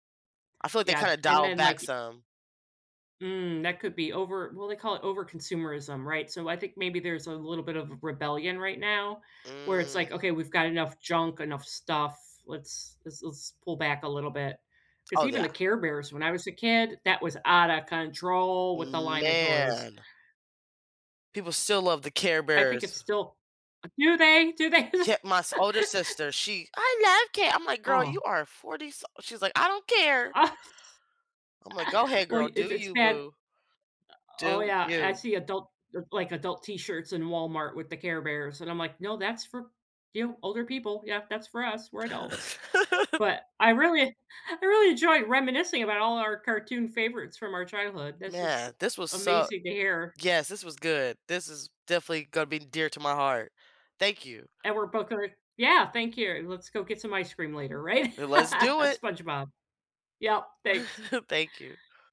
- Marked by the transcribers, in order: stressed: "control"; drawn out: "Man"; laugh; put-on voice: "I love care"; put-on voice: "I don't care"; laugh; other background noise; laugh; "Let's" said as "lez"; laugh; chuckle
- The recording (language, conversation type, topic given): English, unstructured, Which nostalgic cartoons from your childhood still make you smile, and what memories make them special?
- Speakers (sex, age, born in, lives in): female, 30-34, United States, United States; female, 55-59, United States, United States